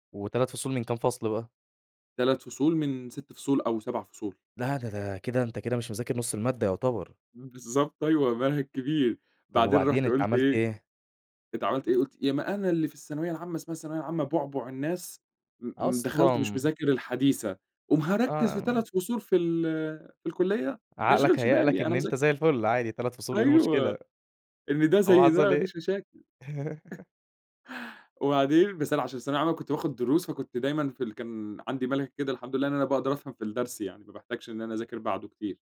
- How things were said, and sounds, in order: chuckle; laugh
- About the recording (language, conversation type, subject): Arabic, podcast, إمتى حصل معاك إنك حسّيت بخوف كبير وده خلّاك تغيّر حياتك؟